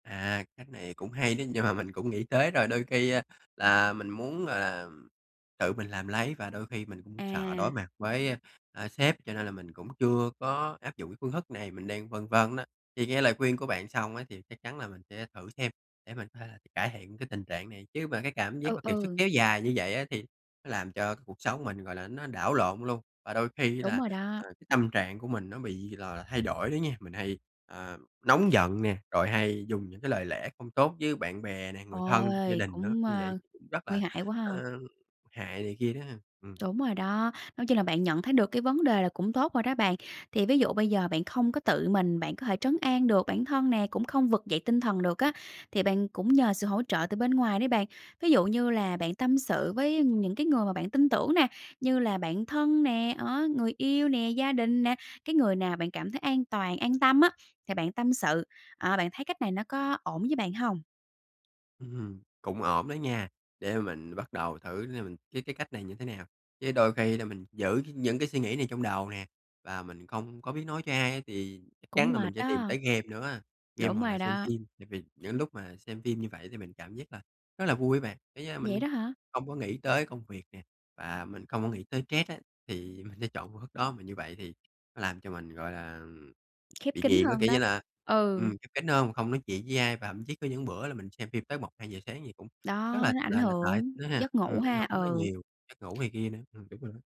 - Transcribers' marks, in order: tapping; other background noise
- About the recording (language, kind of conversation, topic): Vietnamese, advice, Vì sao tôi vẫn cảm thấy kiệt sức kéo dài dù đã nghỉ ngơi?
- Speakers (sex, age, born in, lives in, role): female, 30-34, Vietnam, Vietnam, advisor; male, 30-34, Vietnam, Vietnam, user